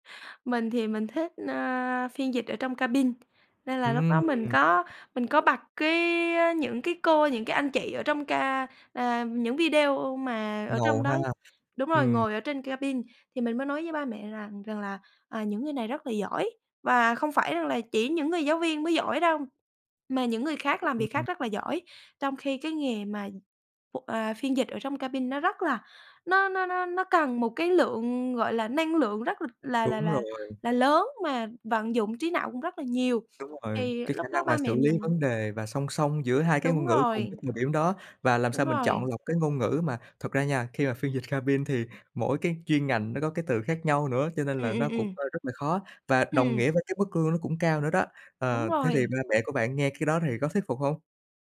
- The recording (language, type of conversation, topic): Vietnamese, podcast, Bạn xử lý áp lực từ gia đình như thế nào khi lựa chọn nghề nghiệp?
- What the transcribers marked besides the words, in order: other background noise; tapping